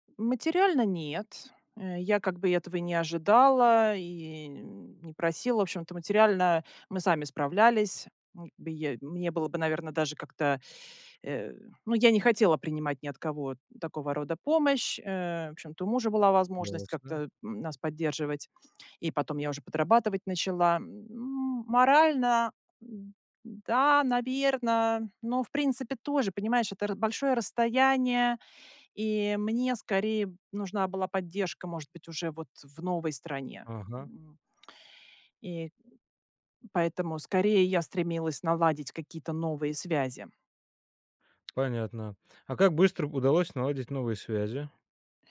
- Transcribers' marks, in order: other background noise; tapping
- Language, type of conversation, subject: Russian, podcast, Когда вам пришлось начать всё с нуля, что вам помогло?